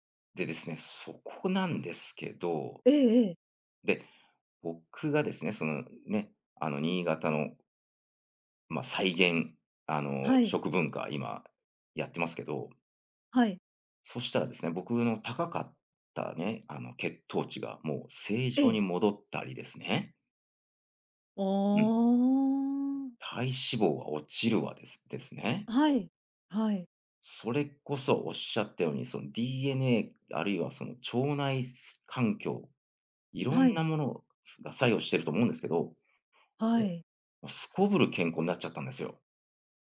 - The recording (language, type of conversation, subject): Japanese, podcast, 食文化に関して、特に印象に残っている体験は何ですか?
- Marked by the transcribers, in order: other noise